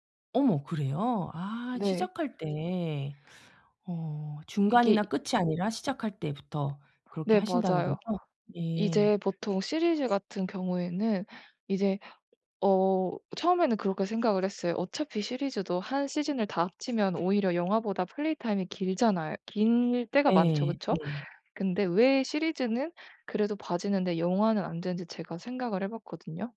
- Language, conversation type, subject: Korean, advice, 영화나 음악을 감상할 때 스마트폰 때문에 자꾸 산만해져서 집중이 안 되는데, 어떻게 하면 좋을까요?
- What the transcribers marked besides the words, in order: other background noise; tapping